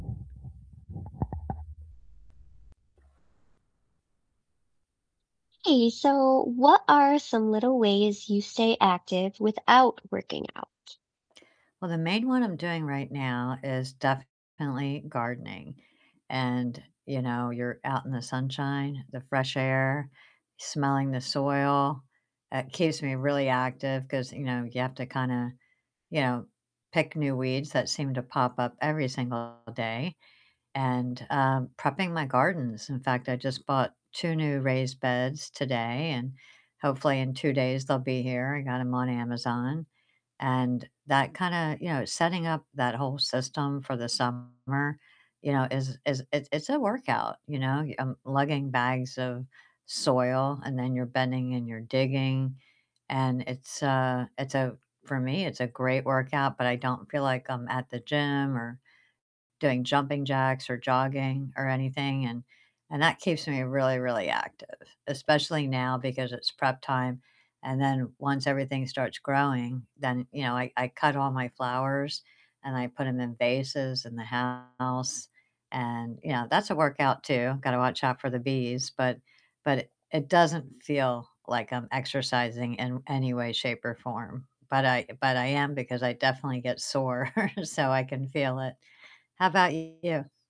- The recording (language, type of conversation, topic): English, unstructured, What are some small ways you stay active without doing formal workouts?
- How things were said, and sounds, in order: other background noise; static; distorted speech; chuckle